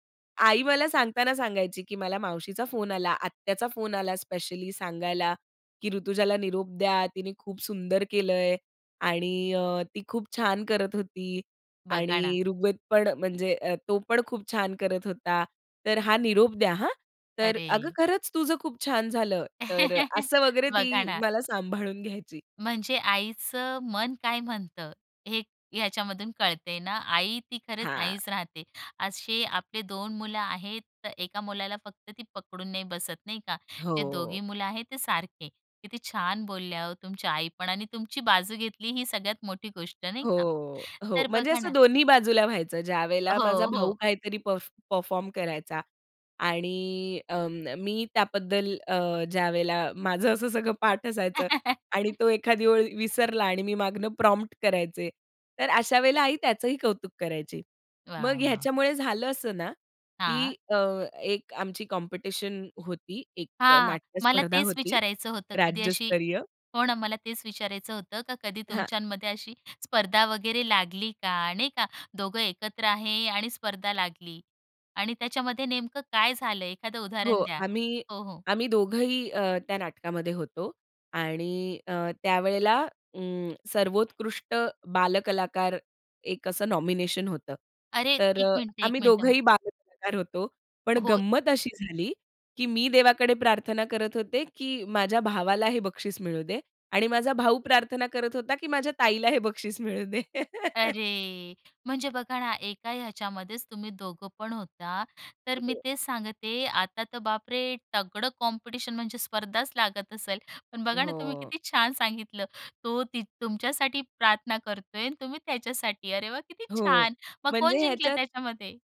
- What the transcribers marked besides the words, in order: chuckle; tapping; chuckle; in English: "प्रॉम्प्ट"; in English: "कॉम्पिटिशन"; "तुमच्यामध्ये" said as "तुमच्यांमध्ये"; laugh; in English: "कॉम्पिटिशन"
- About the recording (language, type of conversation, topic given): Marathi, podcast, भावंडांमध्ये स्पर्धा आणि सहकार्य कसं होतं?